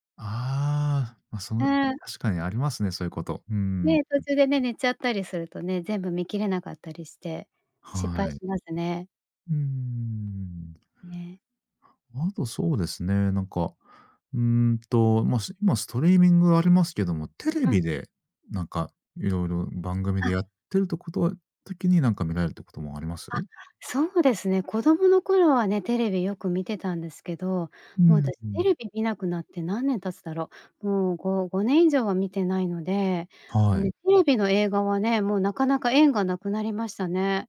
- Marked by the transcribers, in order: other noise
- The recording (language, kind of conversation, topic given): Japanese, podcast, 映画は映画館で観るのと家で観るのとでは、どちらが好きですか？